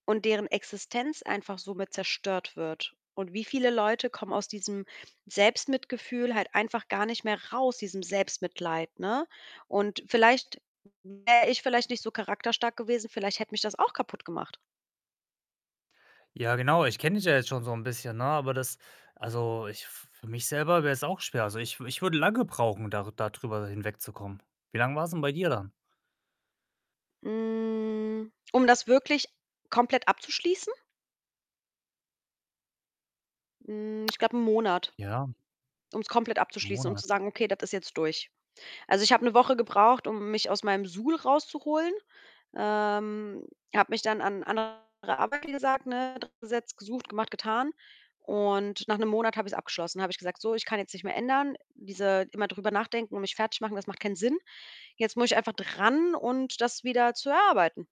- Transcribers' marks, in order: other background noise; distorted speech; drawn out: "Hm"
- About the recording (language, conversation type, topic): German, podcast, Was bedeutet Selbstmitgefühl für dich eigentlich?